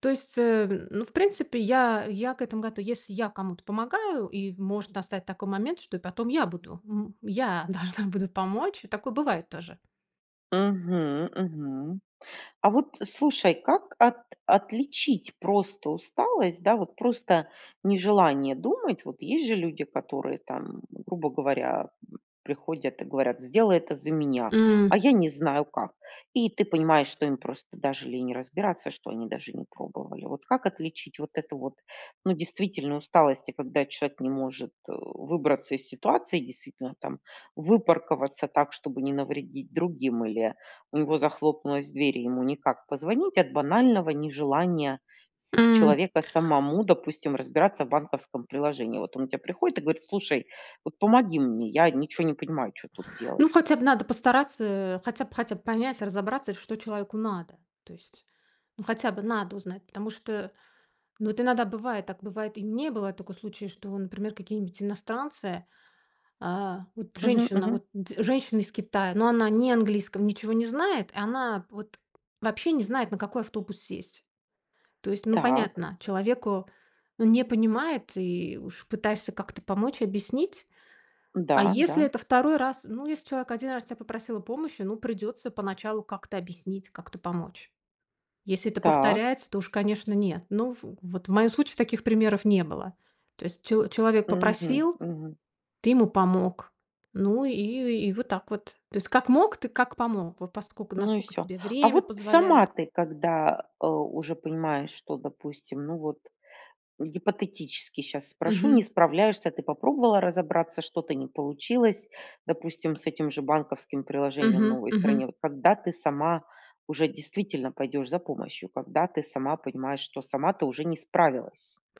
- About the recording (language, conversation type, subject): Russian, podcast, Как понять, когда следует попросить о помощи?
- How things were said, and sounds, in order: laughing while speaking: "должна"; tapping; other background noise